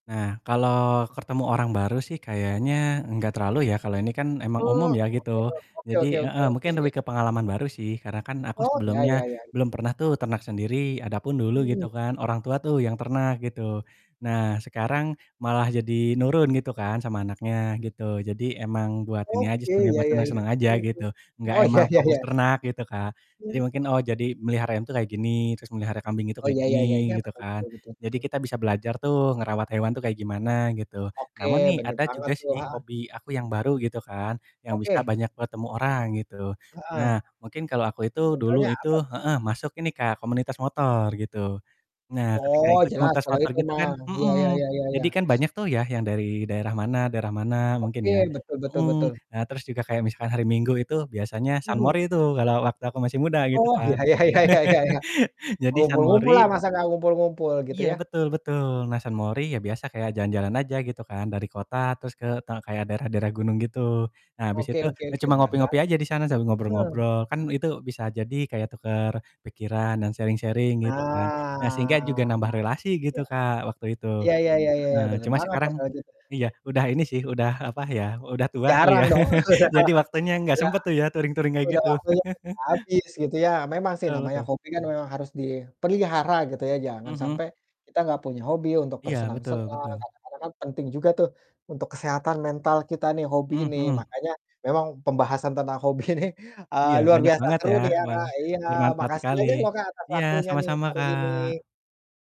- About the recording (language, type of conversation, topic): Indonesian, unstructured, Apa manfaat yang kamu rasakan dari memiliki hobi?
- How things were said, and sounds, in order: other noise; unintelligible speech; laughing while speaking: "ya"; distorted speech; sniff; laughing while speaking: "ya ya ya ya ya ya"; laugh; in English: "sharing-sharing"; drawn out: "Ah"; other background noise; chuckle; in English: "touring-touring"; chuckle; laughing while speaking: "hobi ini"